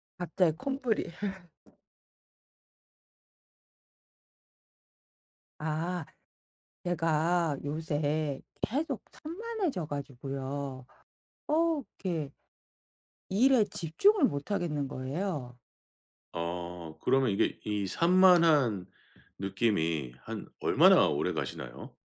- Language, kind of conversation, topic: Korean, advice, 왜 계속 산만해서 중요한 일에 집중하지 못하나요?
- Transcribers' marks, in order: laugh; tapping; other background noise